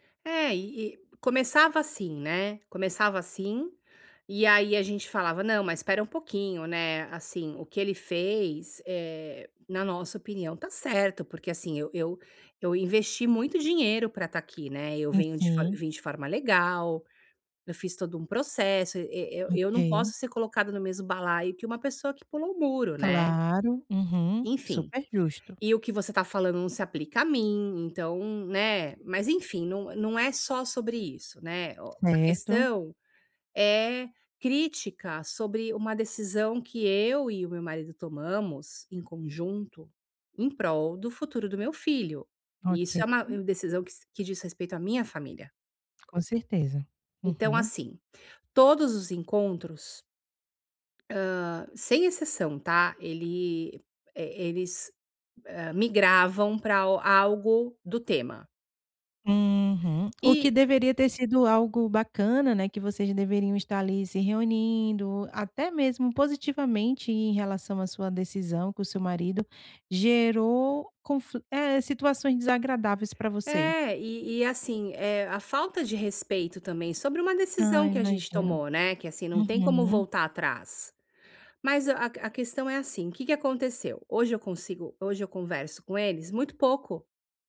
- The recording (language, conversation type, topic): Portuguese, advice, Como posso lidar com críticas constantes de familiares sem me magoar?
- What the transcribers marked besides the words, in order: tapping